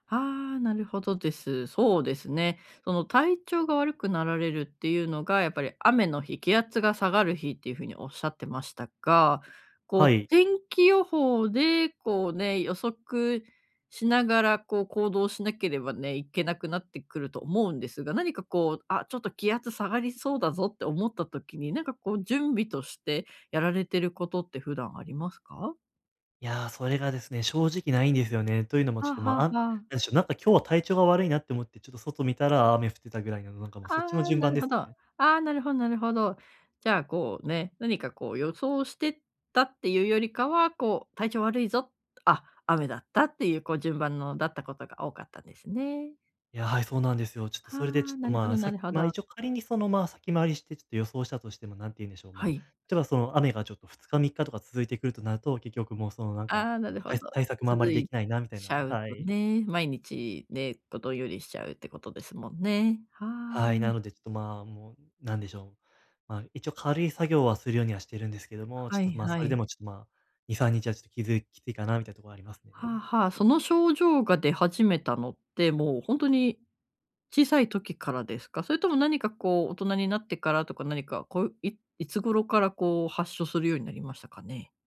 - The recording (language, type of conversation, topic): Japanese, advice, 頭がぼんやりして集中できないとき、思考をはっきりさせて注意力を取り戻すにはどうすればよいですか？
- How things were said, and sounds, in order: other background noise